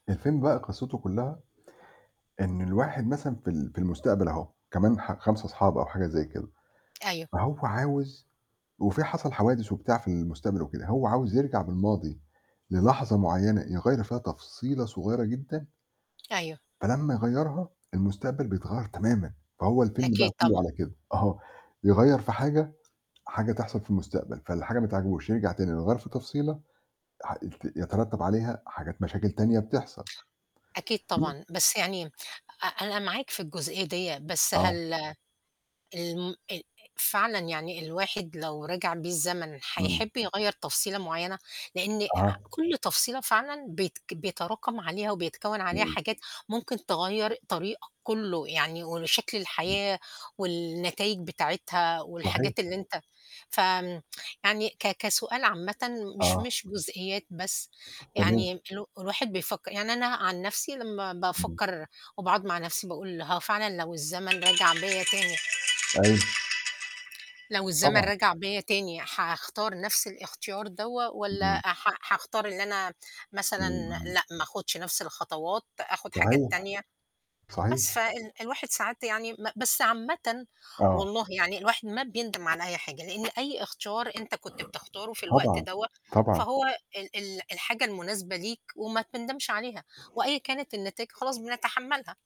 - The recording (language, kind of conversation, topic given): Arabic, unstructured, إيه الحاجة اللي بتتمنى تقدر ترجّعها من الماضي؟
- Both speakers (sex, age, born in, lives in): female, 50-54, Egypt, United States; male, 40-44, Egypt, Portugal
- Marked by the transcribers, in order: static; tapping; mechanical hum; other noise; distorted speech; alarm